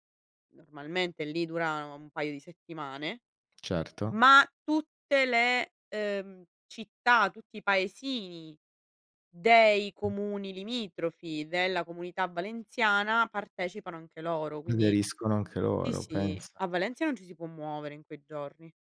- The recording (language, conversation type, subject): Italian, podcast, Come hai bilanciato culture diverse nella tua vita?
- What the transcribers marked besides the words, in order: other noise